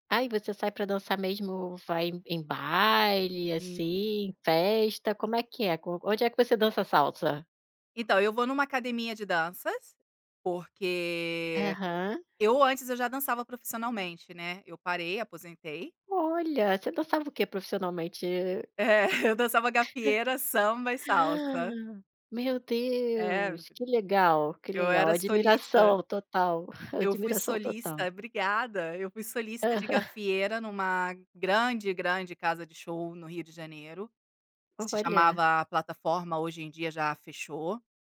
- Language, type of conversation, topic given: Portuguese, podcast, O que mais te chama a atenção na dança, seja numa festa ou numa aula?
- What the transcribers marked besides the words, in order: tapping; chuckle; gasp; chuckle